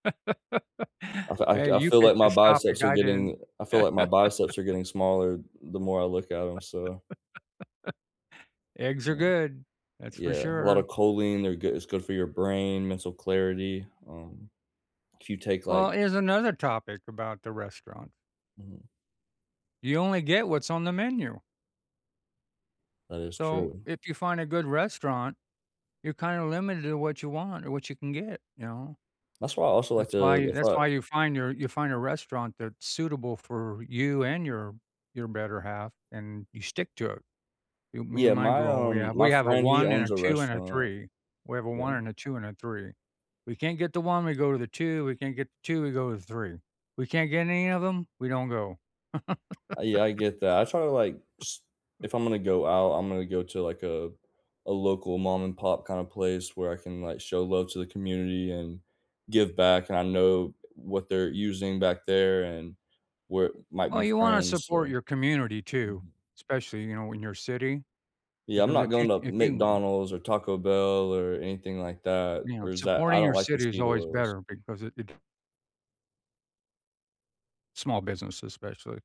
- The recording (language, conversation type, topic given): English, unstructured, Do you enjoy cooking at home or eating out more?
- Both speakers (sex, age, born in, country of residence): male, 25-29, United States, United States; male, 65-69, United States, United States
- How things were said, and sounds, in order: laugh; laugh; chuckle; other background noise; chuckle; tapping